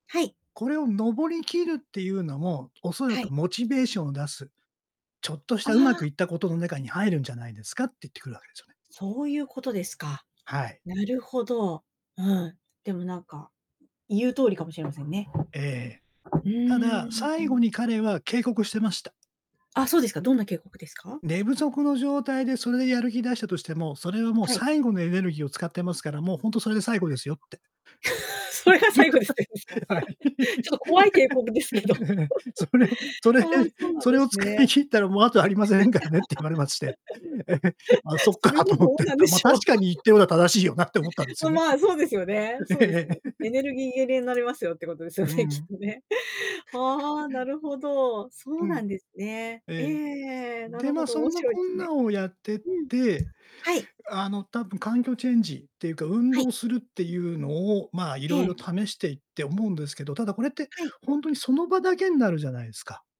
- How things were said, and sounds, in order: other background noise; drawn out: "うーん"; tapping; laugh; laughing while speaking: "それが最後ですって言うんですか？ちょっと怖い警告ですけど"; laugh; laughing while speaking: "それ それ それを使い切っ … よね。ええ ええ"; laugh; laugh; laughing while speaking: "それもどうなんでしょう"; laugh; distorted speech; laugh; laughing while speaking: "ことですよね"; giggle; laugh
- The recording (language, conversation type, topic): Japanese, podcast, やる気が続かないときは、どうしていますか？